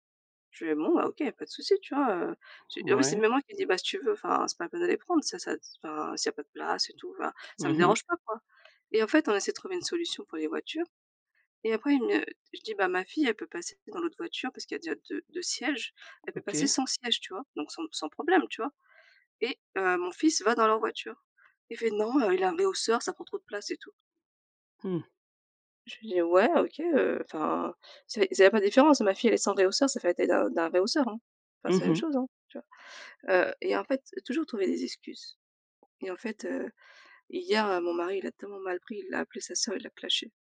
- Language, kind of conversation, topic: French, unstructured, Comment décrirais-tu ta relation avec ta famille ?
- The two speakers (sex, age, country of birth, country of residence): female, 35-39, Thailand, France; female, 40-44, France, United States
- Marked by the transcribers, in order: tapping; put-on voice: "Non, heu, il a un rehausseur"